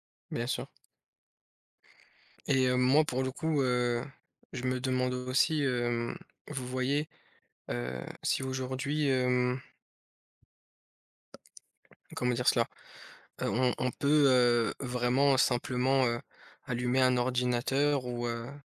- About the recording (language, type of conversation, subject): French, unstructured, Quel rôle les médias jouent-ils, selon toi, dans notre société ?
- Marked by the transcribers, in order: tapping